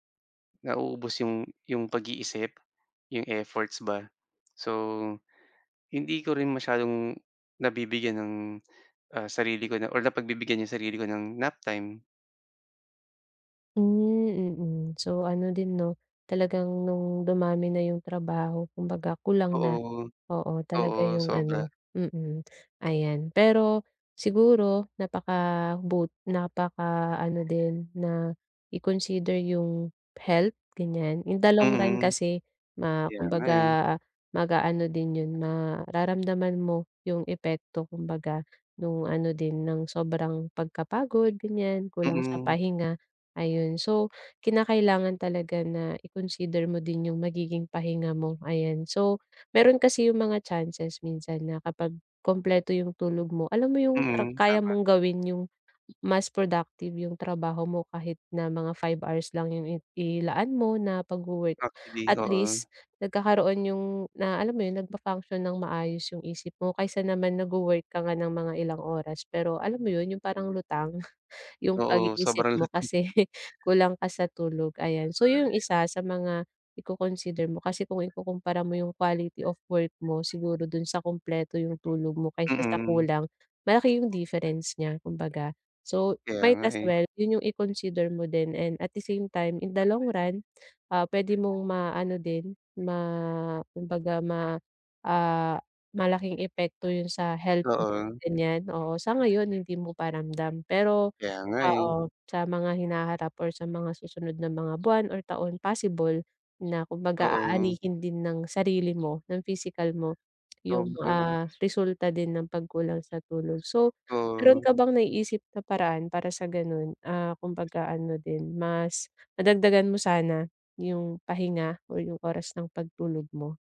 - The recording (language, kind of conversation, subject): Filipino, advice, Kailangan ko bang magpahinga muna o humingi ng tulong sa propesyonal?
- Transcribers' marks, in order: tapping; other background noise; chuckle; laughing while speaking: "kasi"; chuckle; other animal sound